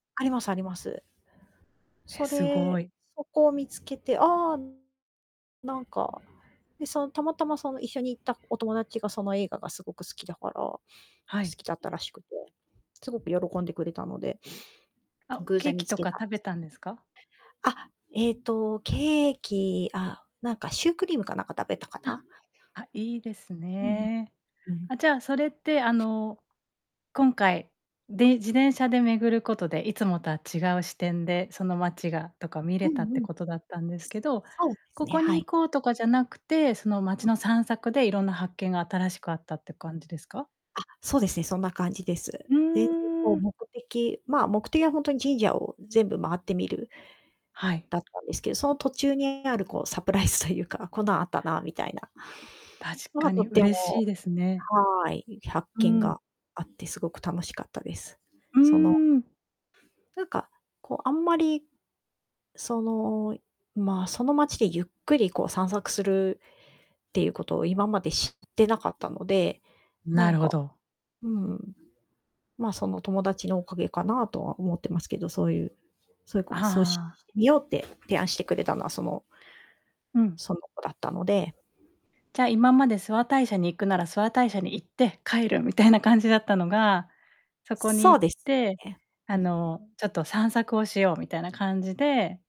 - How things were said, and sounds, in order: other background noise; distorted speech; unintelligible speech; laughing while speaking: "サプライズというか"; static; laughing while speaking: "みたいな感じ"
- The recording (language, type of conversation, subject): Japanese, podcast, 一番印象に残っている旅の思い出は何ですか？
- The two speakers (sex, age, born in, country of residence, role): female, 40-44, Japan, Japan, host; female, 45-49, Japan, Japan, guest